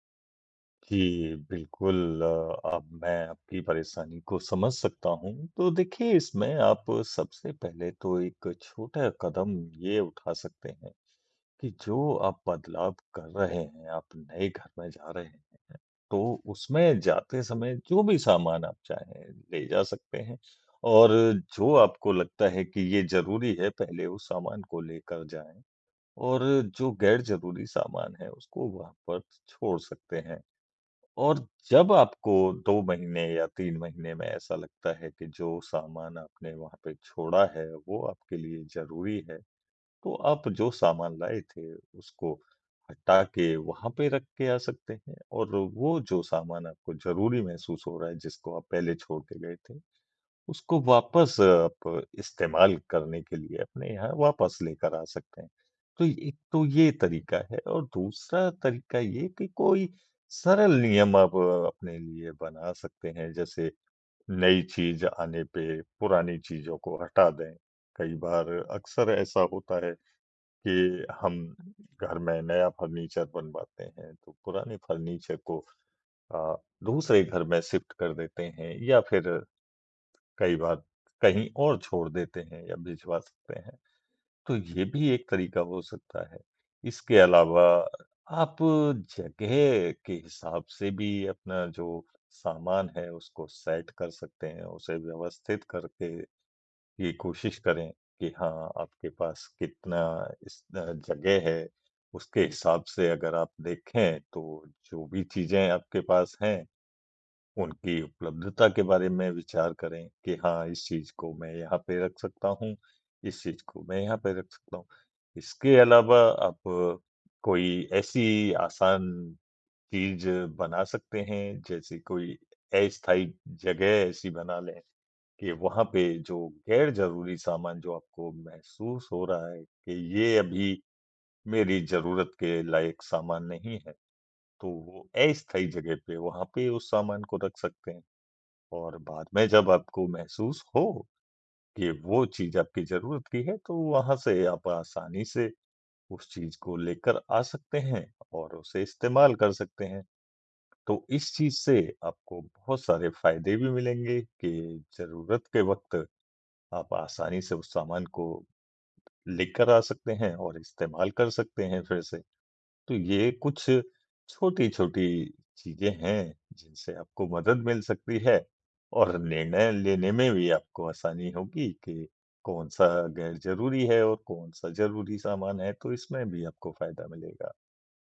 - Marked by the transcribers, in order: in English: "फर्नीचर"; in English: "शिफ्ट"; in English: "सेट"
- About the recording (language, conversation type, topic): Hindi, advice, घर में बहुत सामान है, क्या छोड़ूँ यह तय नहीं हो रहा